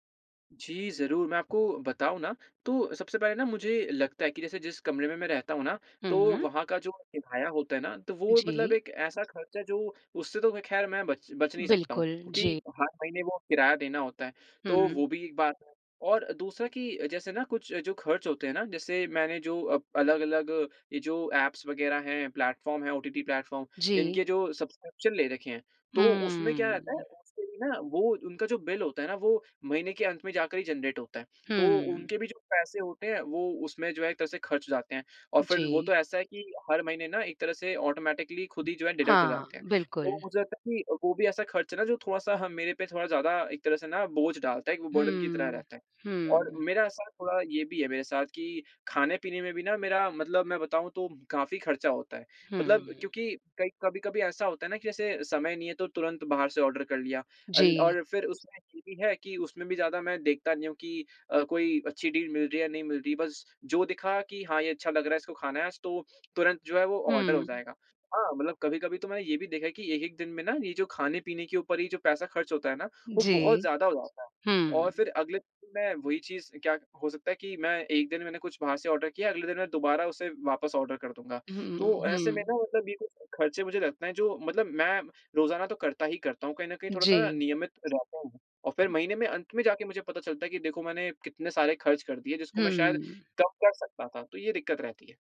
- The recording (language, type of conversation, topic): Hindi, advice, महीने के अंत में बचत न बच पाना
- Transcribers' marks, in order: in English: "ऐप्स"; in English: "प्लेटफ़ॉर्म"; in English: "प्लेटफ़ॉर्म"; in English: "सब्सक्रिप्शन"; in English: "जेनरेट"; in English: "ऑटोमैटिकली"; in English: "डिडक्ट"; chuckle; in English: "बर्डन"; in English: "ऑर्डर"; in English: "डील"; in English: "ऑर्डर"; in English: "ऑर्डर"; in English: "ऑर्डर"